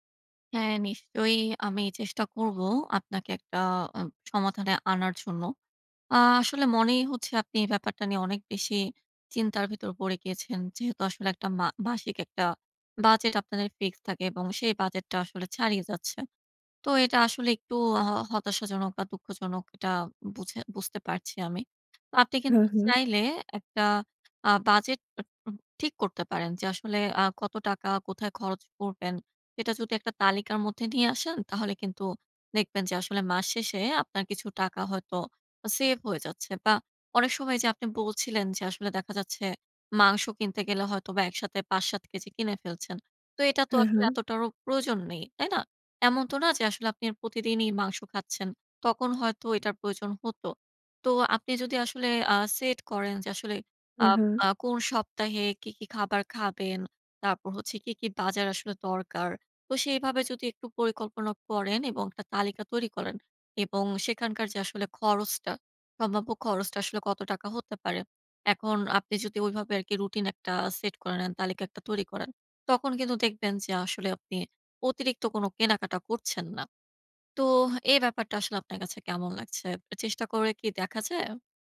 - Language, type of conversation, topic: Bengali, advice, কেনাকাটায় বাজেট ছাড়িয়ে যাওয়া বন্ধ করতে আমি কীভাবে সঠিকভাবে বাজেট পরিকল্পনা করতে পারি?
- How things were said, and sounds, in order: tapping